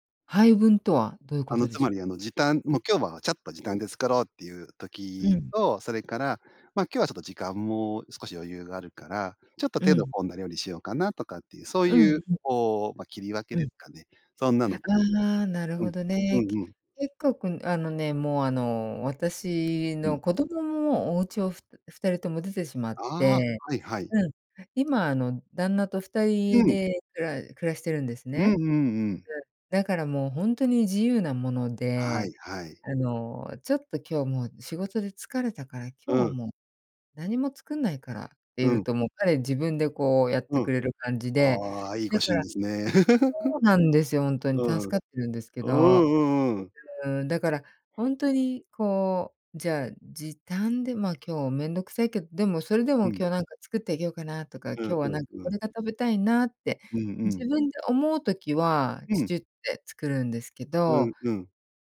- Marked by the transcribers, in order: unintelligible speech; laugh
- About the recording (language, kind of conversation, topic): Japanese, podcast, 短時間で作れるご飯、どうしてる？